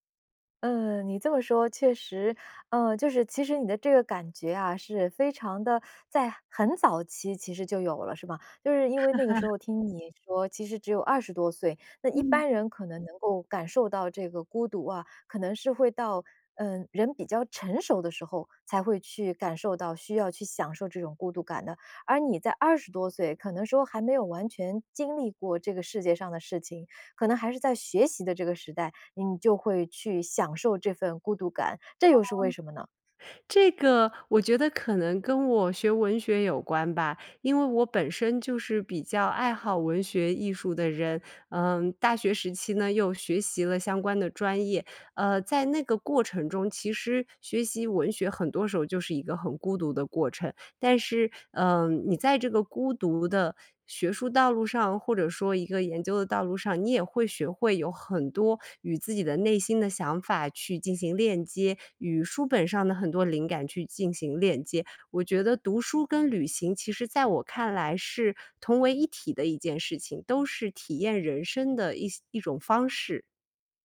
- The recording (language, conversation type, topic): Chinese, podcast, 你怎么看待独自旅行中的孤独感？
- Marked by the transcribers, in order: laugh